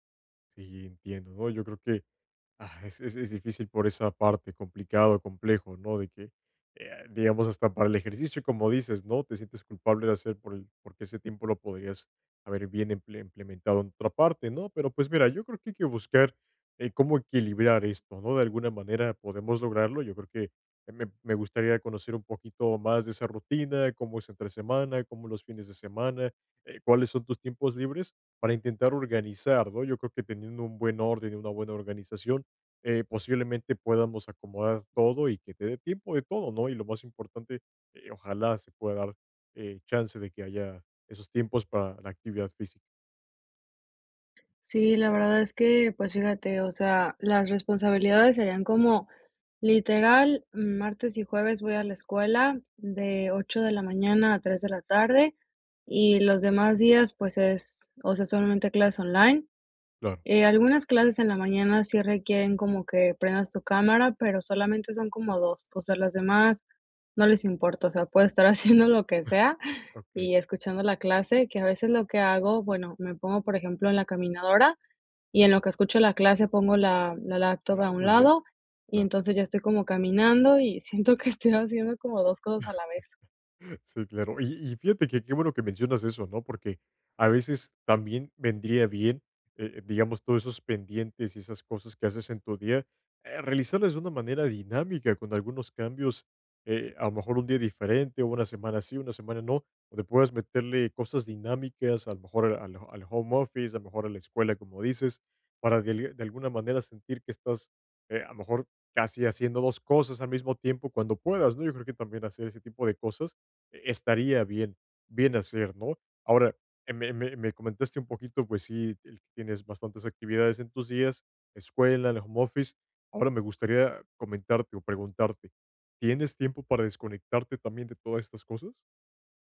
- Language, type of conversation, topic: Spanish, advice, ¿Cómo puedo organizarme mejor cuando siento que el tiempo no me alcanza para mis hobbies y mis responsabilidades diarias?
- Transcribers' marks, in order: "podamos" said as "puedamos"; laughing while speaking: "haciendo lo que sea"; chuckle; laughing while speaking: "siento"; chuckle